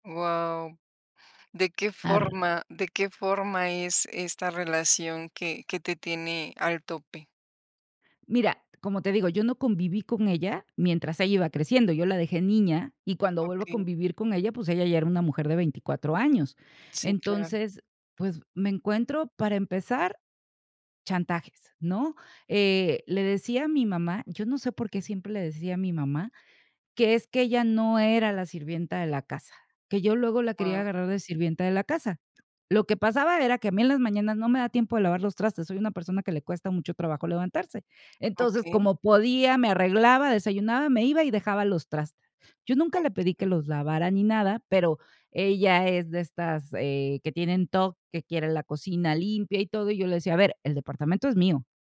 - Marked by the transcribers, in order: none
- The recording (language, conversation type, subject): Spanish, advice, ¿Cómo puedo establecer límites emocionales con mi familia o mi pareja?